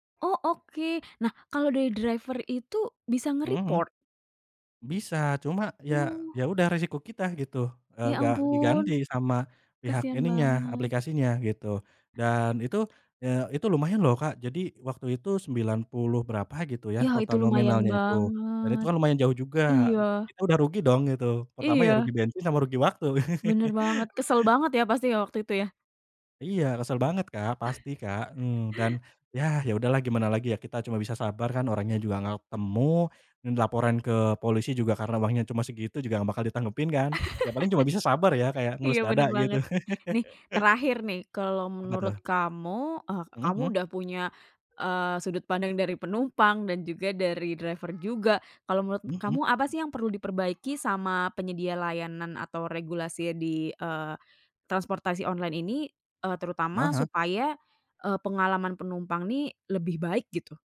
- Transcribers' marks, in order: in English: "driver"; in English: "nge-report?"; other background noise; tapping; chuckle; chuckle; laugh; chuckle; in English: "driver"; "regulasi" said as "regulasia"
- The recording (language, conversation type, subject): Indonesian, podcast, Bagaimana pengalaman Anda menggunakan transportasi daring?